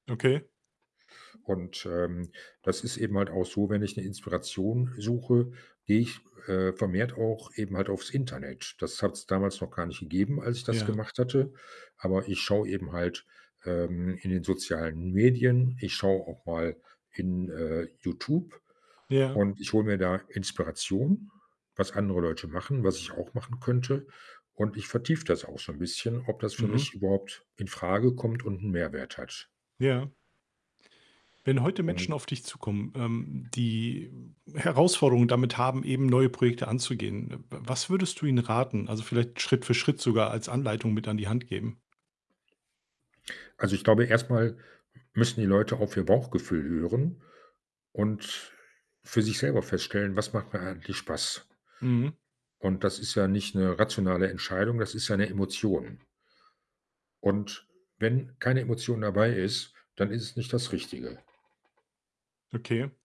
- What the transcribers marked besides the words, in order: other background noise; static; tapping
- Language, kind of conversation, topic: German, podcast, Wie findest du Inspiration für neue Projekte?
- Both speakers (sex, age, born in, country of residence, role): male, 45-49, Germany, Germany, host; male, 60-64, Germany, Germany, guest